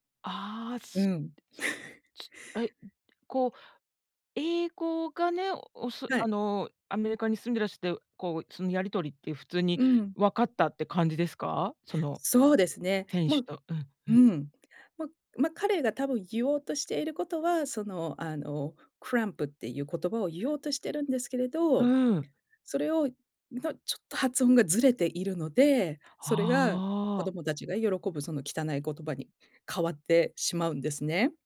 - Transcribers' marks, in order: other noise; laugh; "選手" said as "店主"; put-on voice: "cramp"; in English: "cramp"
- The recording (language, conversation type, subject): Japanese, podcast, バズった動画の中で、特に印象に残っているものは何ですか？